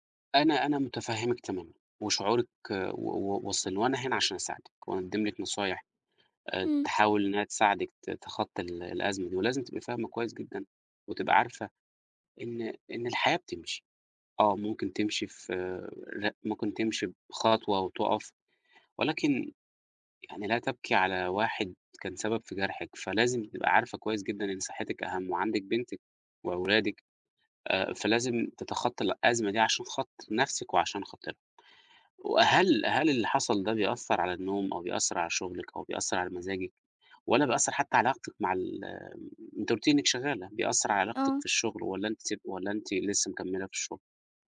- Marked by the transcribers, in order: tapping
- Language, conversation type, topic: Arabic, advice, إزاي بتتعامل/ي مع الانفصال بعد علاقة طويلة؟